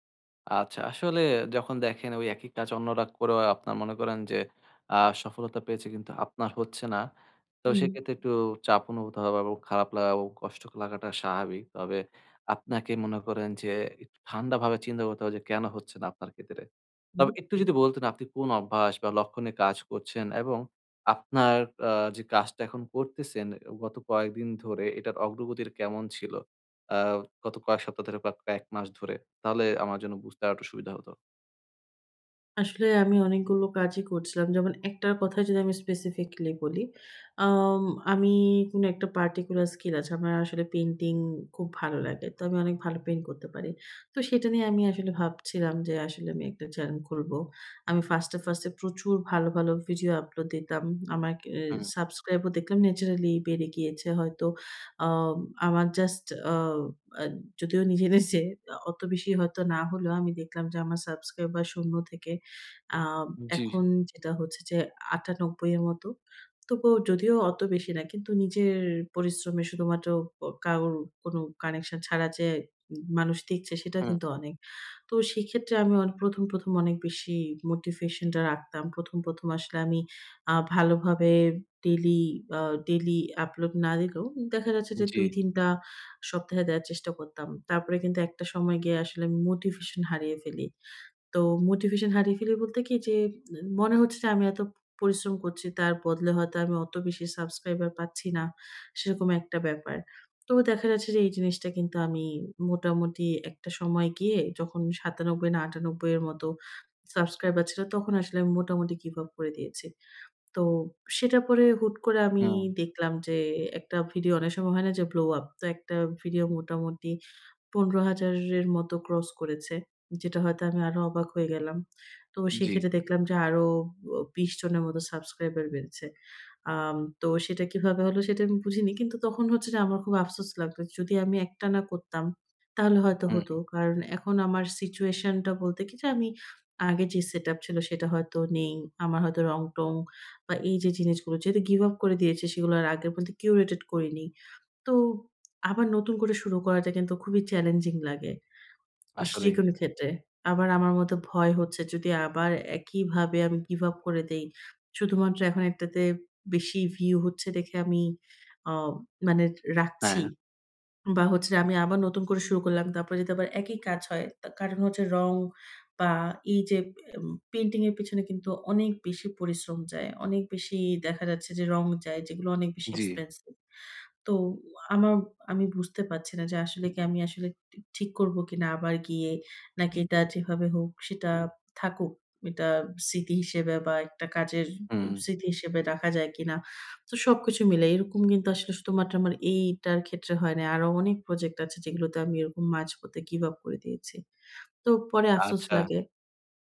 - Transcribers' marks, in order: other background noise; in English: "particular"; laughing while speaking: "নিজে"; tapping; in English: "blow up"; in English: "curated"
- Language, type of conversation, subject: Bengali, advice, ধীর অগ্রগতির সময় আমি কীভাবে অনুপ্রেরণা বজায় রাখব এবং নিজেকে কীভাবে পুরস্কৃত করব?